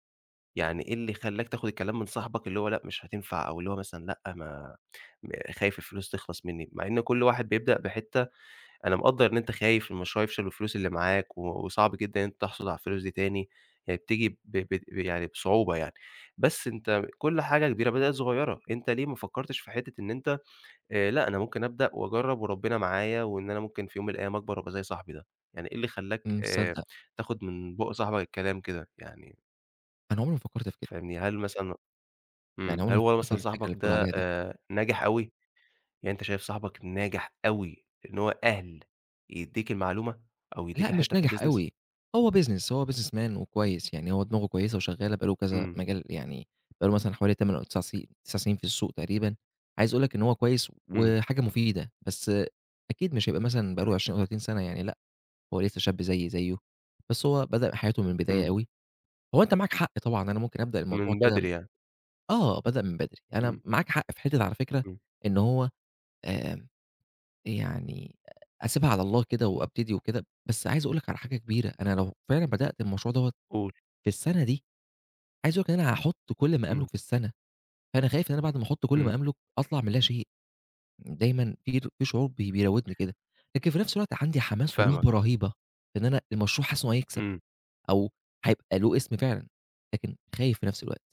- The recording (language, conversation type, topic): Arabic, advice, إزاي أقدر أتخطّى إحساس العجز عن إني أبدأ مشروع إبداعي رغم إني متحمّس وعندي رغبة؟
- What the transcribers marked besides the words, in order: in English: "الbusiness؟"; in English: "business"; in English: "businessman"; tapping; unintelligible speech